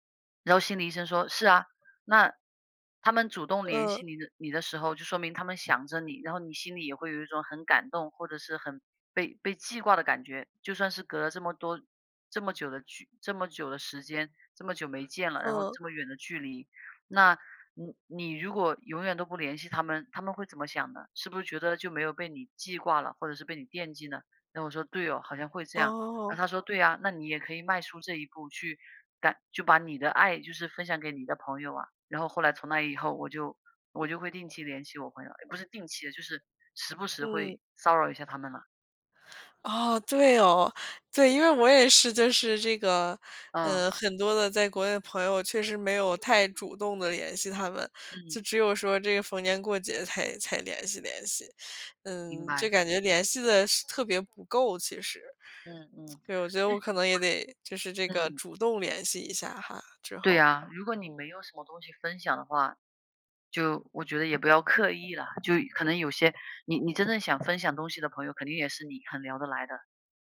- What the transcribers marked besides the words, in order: unintelligible speech; other background noise
- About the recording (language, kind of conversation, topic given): Chinese, unstructured, 朋友之间如何保持长久的友谊？
- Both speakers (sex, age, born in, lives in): female, 25-29, China, United States; female, 35-39, China, United States